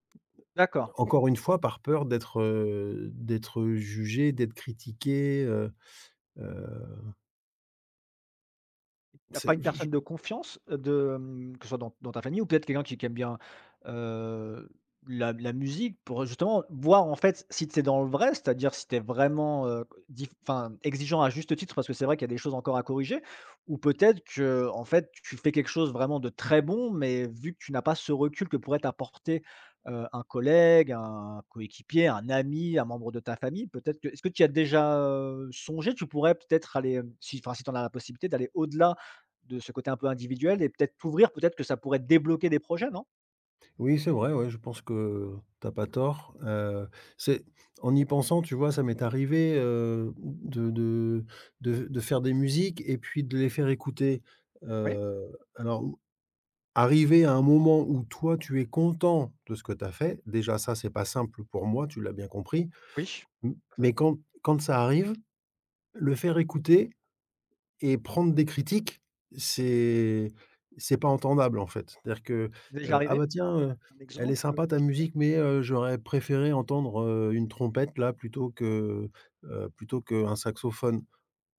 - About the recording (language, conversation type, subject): French, advice, Comment mon perfectionnisme m’empêche-t-il d’avancer et de livrer mes projets ?
- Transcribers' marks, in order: stressed: "très"; stressed: "débloquer"; stressed: "content"